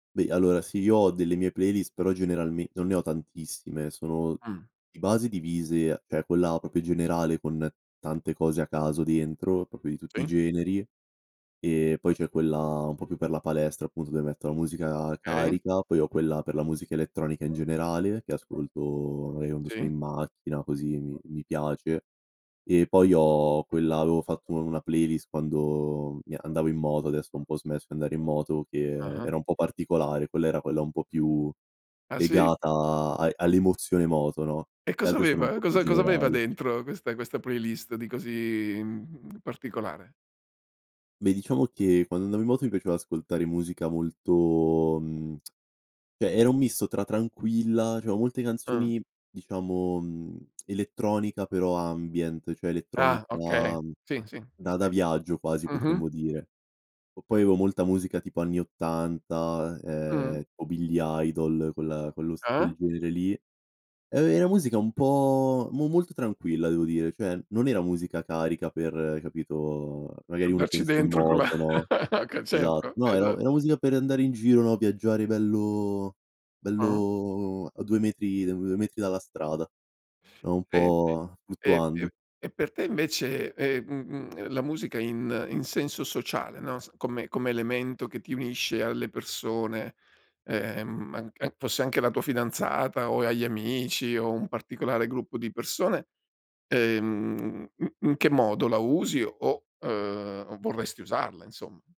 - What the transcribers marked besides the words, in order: other noise; tsk; tsk; in English: "ambient"; laughing while speaking: "con la"; chuckle; other background noise
- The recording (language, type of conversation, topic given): Italian, podcast, Che ruolo ha la musica nella tua vita quotidiana?